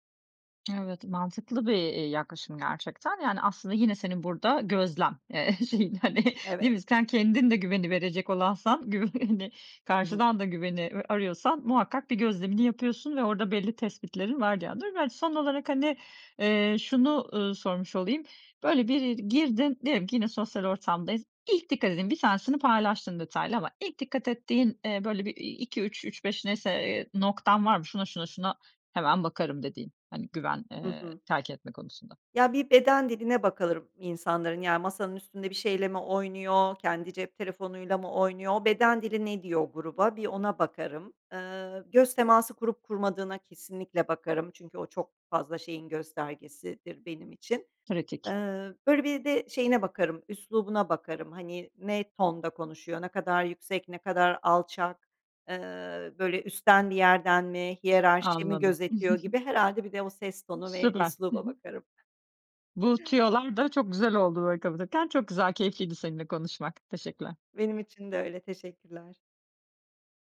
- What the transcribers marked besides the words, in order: other background noise; laughing while speaking: "şeyin, hani"; laughing while speaking: "güv hani"; chuckle
- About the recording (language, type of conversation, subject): Turkish, podcast, Yeni bir gruba katıldığında güveni nasıl kazanırsın?